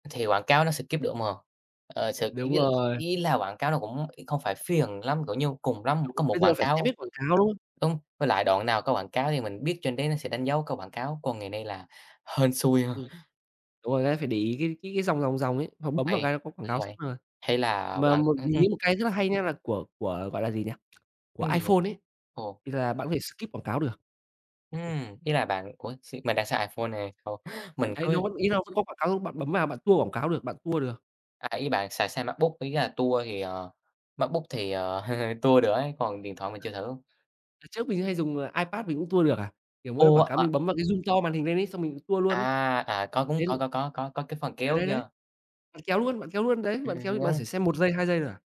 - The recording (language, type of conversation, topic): Vietnamese, unstructured, Bạn có thể kể về một bài hát từng khiến bạn xúc động không?
- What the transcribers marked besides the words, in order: in English: "skip"; other background noise; unintelligible speech; unintelligible speech; tapping; other noise; in English: "skip"; chuckle; unintelligible speech; laugh; in English: "zoom"